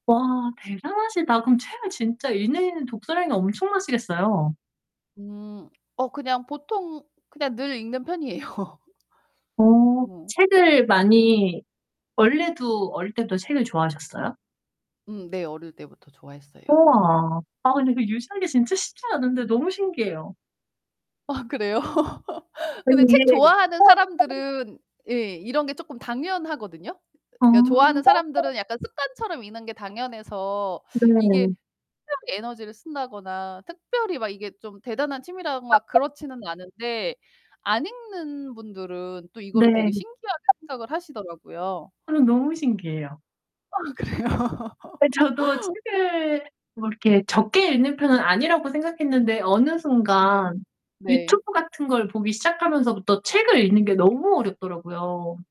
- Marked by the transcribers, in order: other background noise; laughing while speaking: "편이에요"; tapping; laughing while speaking: "아 그래요?"; laugh; distorted speech; unintelligible speech; laughing while speaking: "아 그래요?"; laugh
- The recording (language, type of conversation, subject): Korean, unstructured, 요즘 가장 즐기는 취미는 무엇인가요?